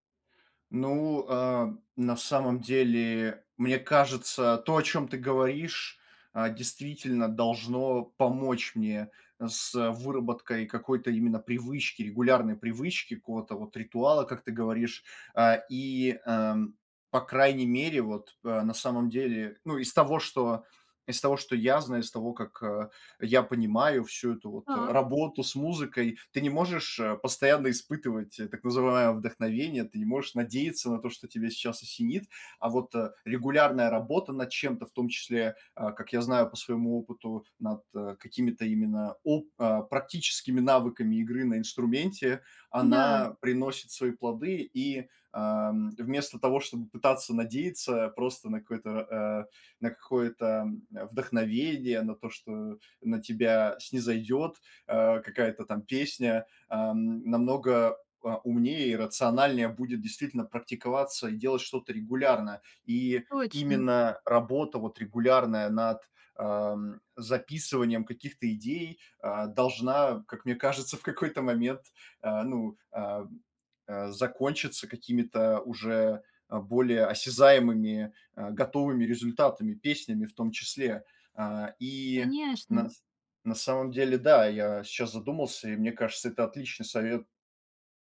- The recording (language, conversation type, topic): Russian, advice, Как мне выработать привычку ежедневно записывать идеи?
- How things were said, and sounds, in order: none